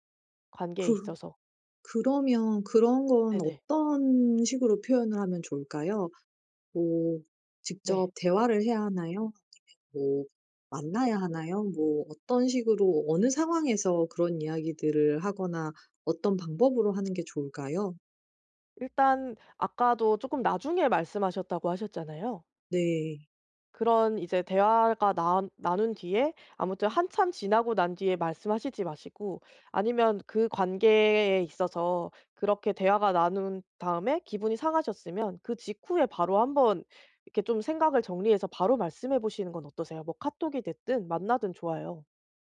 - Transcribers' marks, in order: background speech; other background noise
- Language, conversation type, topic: Korean, advice, 감정을 더 솔직하게 표현하는 방법은 무엇인가요?